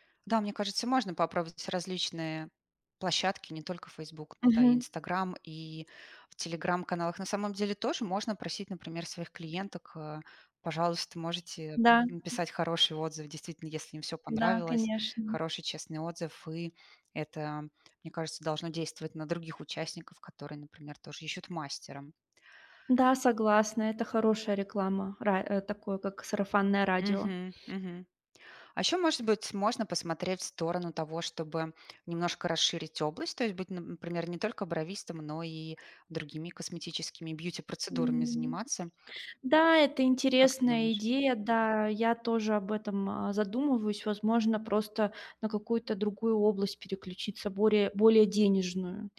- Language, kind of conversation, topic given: Russian, advice, Как мне справиться с финансовой неопределённостью в быстро меняющемся мире?
- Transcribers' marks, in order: none